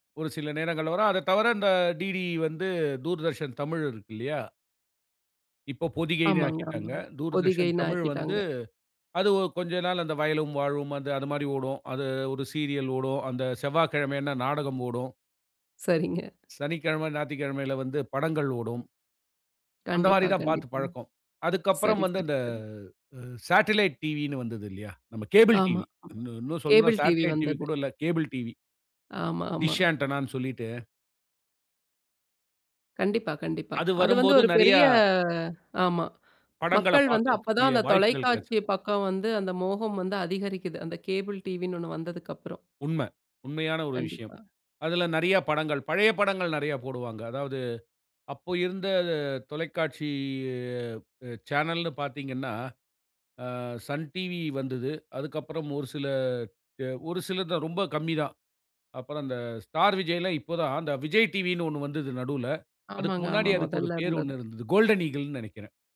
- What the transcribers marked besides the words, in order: "ஆக்கிட்டாங்க" said as "நாக்கிட்டாங்க"; laughing while speaking: "சரிங்க"; in English: "சாட்டிலைட்"; in English: "சாட்டிலைட்"; drawn out: "பெரிய"; drawn out: "தொலைக்காட்சி"; in English: "கோல்டன் ஈகிள்ன்னு"
- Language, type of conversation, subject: Tamil, podcast, சின்ன வீடியோக்களா, பெரிய படங்களா—நீங்கள் எதை அதிகம் விரும்புகிறீர்கள்?